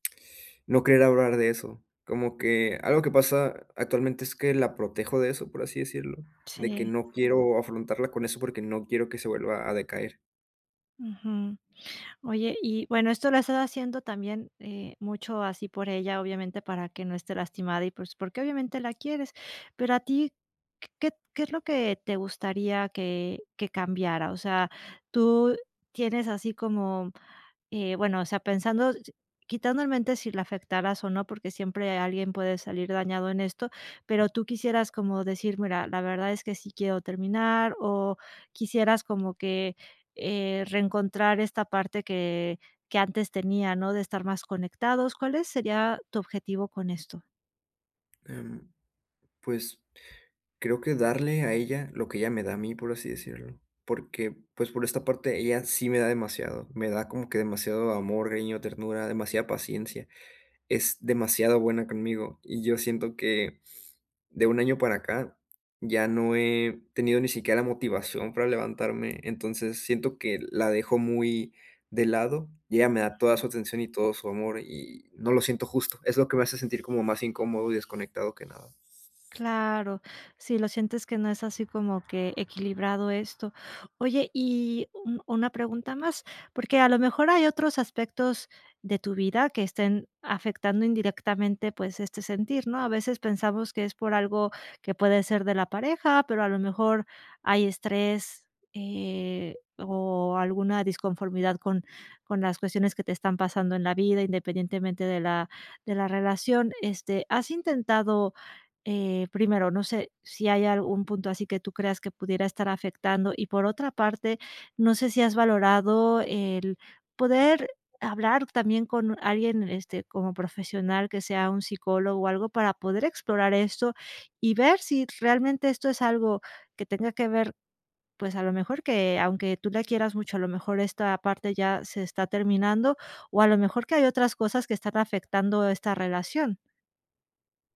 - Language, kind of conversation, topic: Spanish, advice, ¿Cómo puedo abordar la desconexión emocional en una relación que antes era significativa?
- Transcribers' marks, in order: tapping; other noise; other background noise